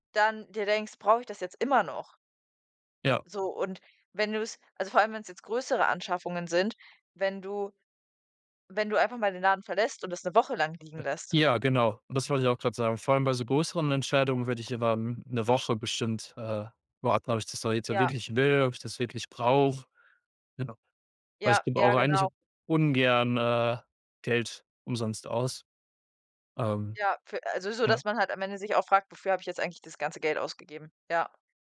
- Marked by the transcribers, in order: none
- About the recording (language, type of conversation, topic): German, unstructured, Wie gehst du im Alltag mit Geldsorgen um?